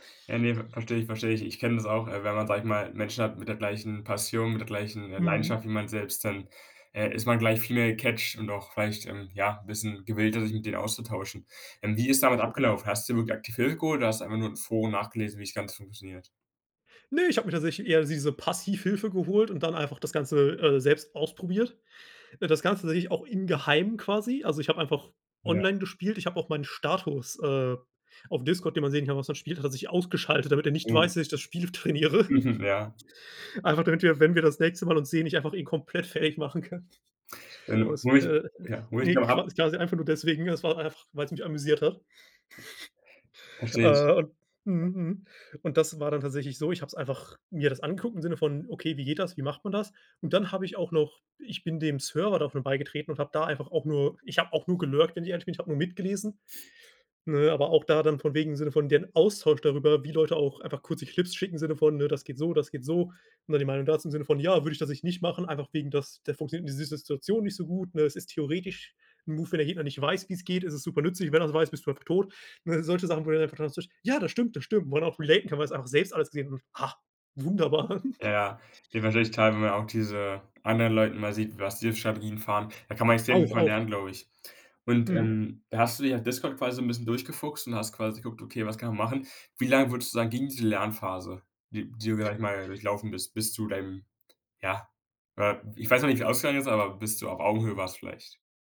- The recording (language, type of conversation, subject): German, podcast, Was hat dich zuletzt beim Lernen richtig begeistert?
- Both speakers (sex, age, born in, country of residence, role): male, 18-19, Germany, Germany, host; male, 25-29, Germany, Germany, guest
- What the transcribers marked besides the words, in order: in English: "gecatcht"; laughing while speaking: "trainiere"; joyful: "Einfach damit wir, wenn wir … fertig machen kann"; chuckle; in English: "gelurkt"; in English: "Move"; unintelligible speech; in English: "relaten"; laughing while speaking: "wunderbar"